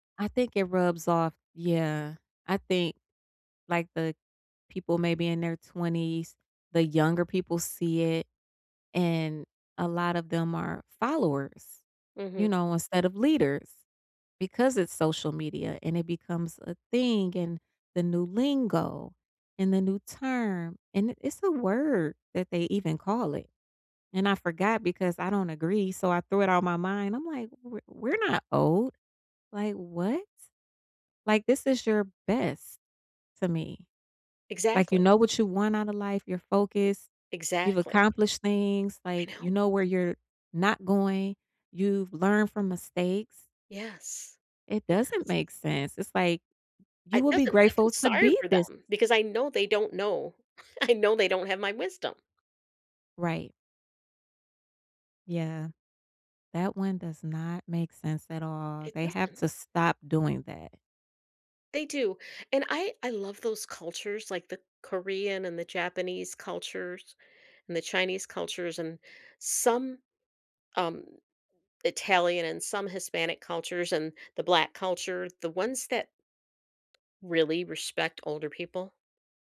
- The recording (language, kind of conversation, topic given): English, unstructured, How do you react when someone stereotypes you?
- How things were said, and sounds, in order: laughing while speaking: "I know"; tapping